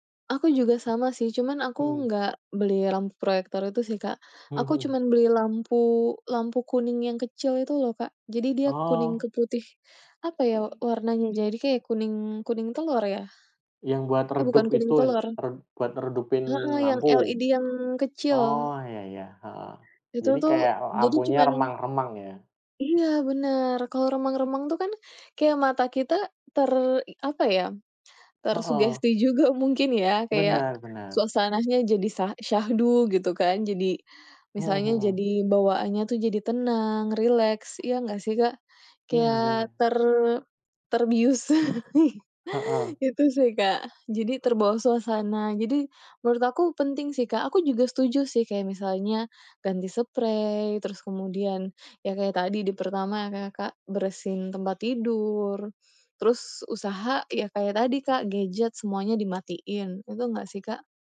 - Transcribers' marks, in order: other background noise; tapping; laughing while speaking: "mungkin ya"; chuckle
- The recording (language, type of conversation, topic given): Indonesian, unstructured, Apa rutinitas malam yang membantu kamu tidur nyenyak?